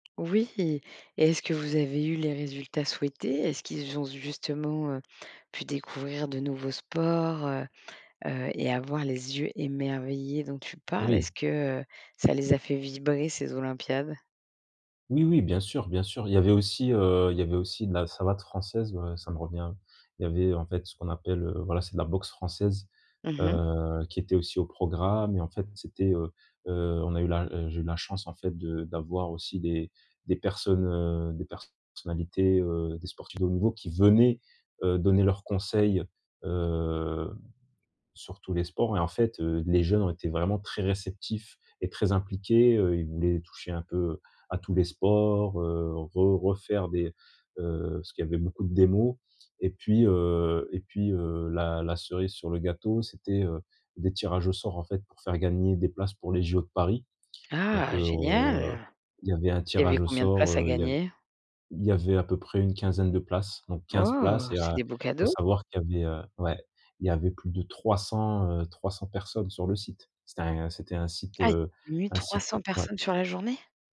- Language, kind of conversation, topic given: French, podcast, Peux-tu nous parler d’un projet créatif qui t’a vraiment fait grandir ?
- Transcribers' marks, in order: other background noise; stressed: "Oui"; tapping; stressed: "venaient"; drawn out: "heu"; stressed: "Génial"; drawn out: "heu"; stressed: "Oh"; surprised: "mille trois cent personnes sur la journée ?"; stressed: "mille trois cent"